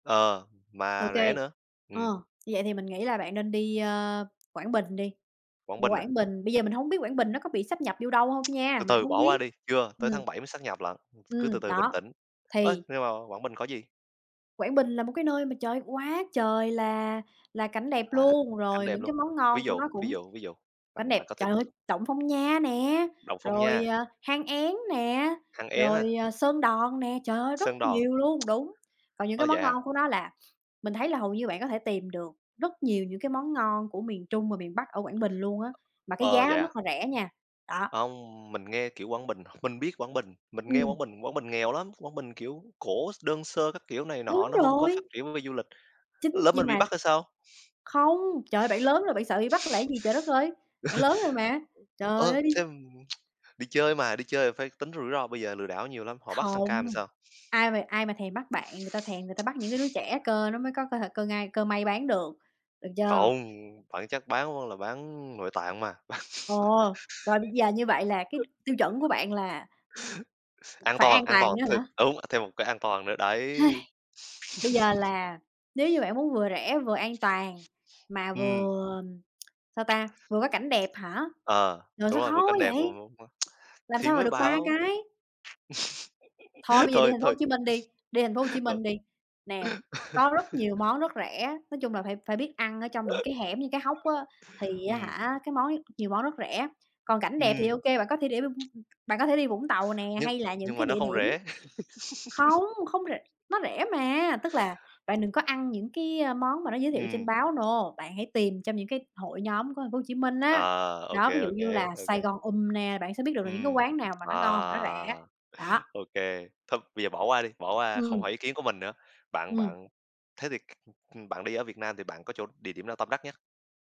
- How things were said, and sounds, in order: tapping; other background noise; laughing while speaking: "Ờ"; laugh; laugh; sigh; laugh; unintelligible speech; laugh; laugh; other noise; laugh; in English: "no"
- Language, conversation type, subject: Vietnamese, unstructured, Bạn muốn khám phá địa điểm nào nhất trên thế giới?